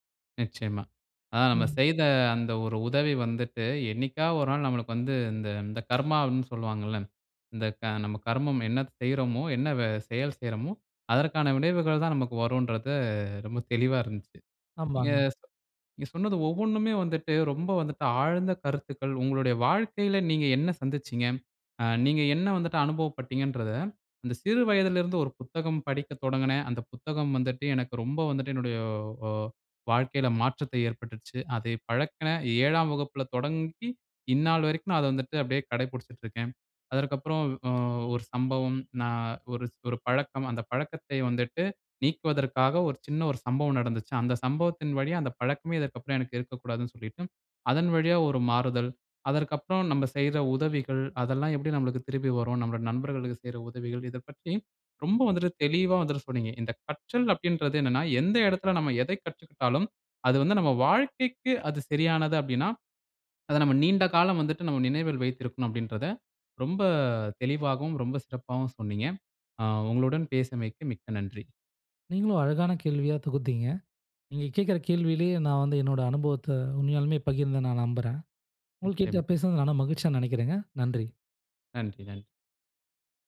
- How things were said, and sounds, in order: other background noise; horn; swallow
- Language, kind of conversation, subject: Tamil, podcast, கற்றதை நீண்டகாலம் நினைவில் வைத்திருக்க நீங்கள் என்ன செய்கிறீர்கள்?